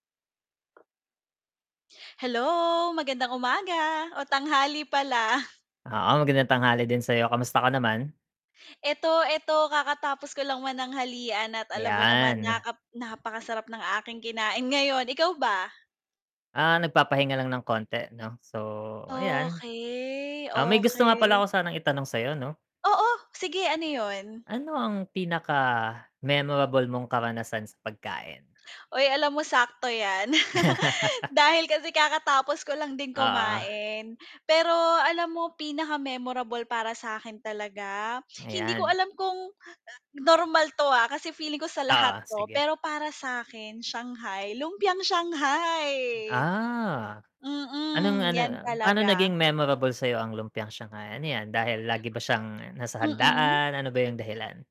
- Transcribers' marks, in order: drawn out: "'Yan"; drawn out: "Okey"; chuckle; giggle; drawn out: "shanghai"; tapping
- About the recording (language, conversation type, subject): Filipino, unstructured, Ano ang pinaka-hindi mo malilimutang karanasan sa pagkain?